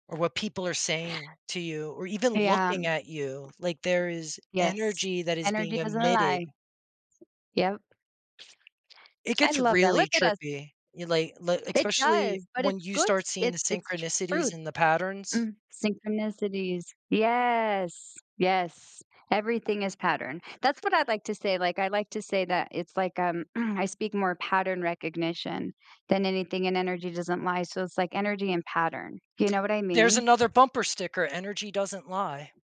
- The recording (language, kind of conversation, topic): English, unstructured, What factors would you consider before making an important wish or decision that could change your life?
- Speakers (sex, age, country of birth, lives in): female, 40-44, United States, United States; male, 40-44, United States, United States
- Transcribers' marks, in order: other background noise; drawn out: "Yes"; tapping; throat clearing